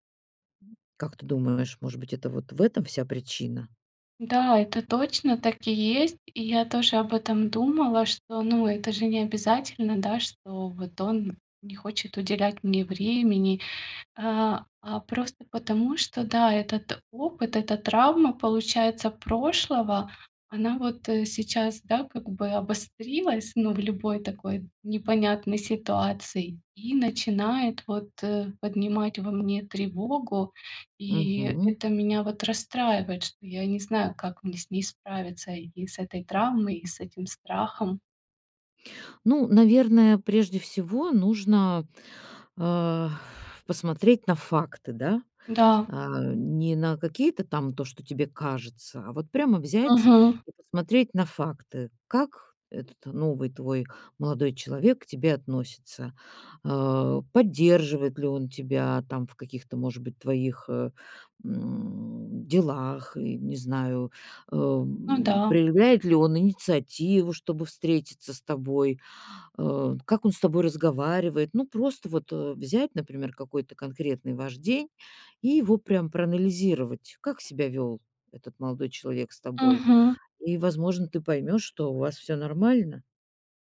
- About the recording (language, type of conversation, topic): Russian, advice, Как перестать бояться, что меня отвергнут и осудят другие?
- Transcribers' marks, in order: other background noise; tapping